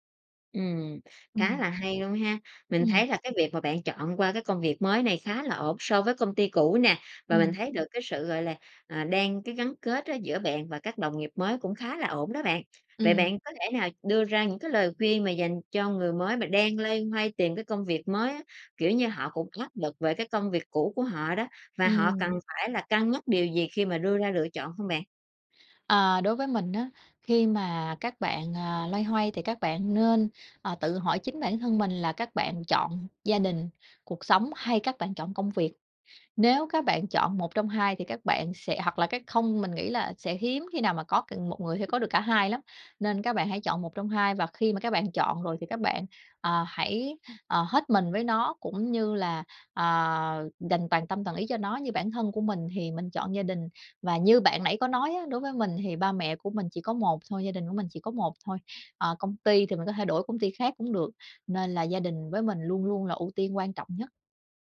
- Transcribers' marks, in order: tapping; other background noise
- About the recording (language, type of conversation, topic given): Vietnamese, podcast, Bạn cân bằng giữa gia đình và công việc ra sao khi phải đưa ra lựa chọn?